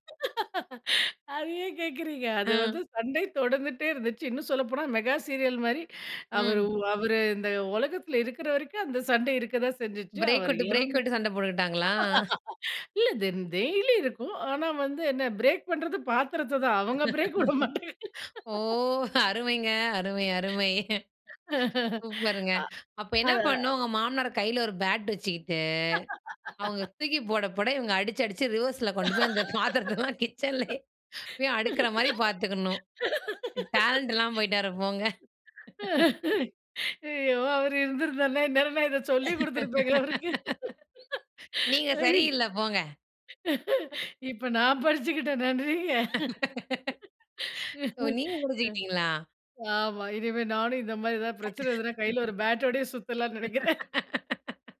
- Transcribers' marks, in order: laughing while speaking: "அத ஏன் கேக்குறீங்க அது வந்து … பிரேக் விட மாட்டங்க"; in English: "பிரேக்"; in English: "பிரேக்"; in English: "தென் டெய்லி"; in English: "பிரேக்"; laughing while speaking: "ஓ, அருமைங்க. அருமை, அருமை. சூப்பருங்க!"; in English: "பிரேக்"; laugh; laugh; in English: "ரிவர்ஸ்ல"; laughing while speaking: "ஐயோ! அவரு இருந்திருந்தாருனா இந்நேரம் நான் … பேட்டோடவே சுத்தலான்னு நினைக்கிறேன்"; laughing while speaking: "பாத்திரத்தலாம் கிச்சன்லேயே"; in English: "டேலண்ட்"; laugh; laugh; other background noise; laugh; laugh
- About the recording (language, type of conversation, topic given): Tamil, podcast, தந்தையும் தாயும் ஒரே விஷயத்தில் வெவ்வேறு கருத்துகளில் இருந்தால் அதை எப்படி சமாளிப்பது?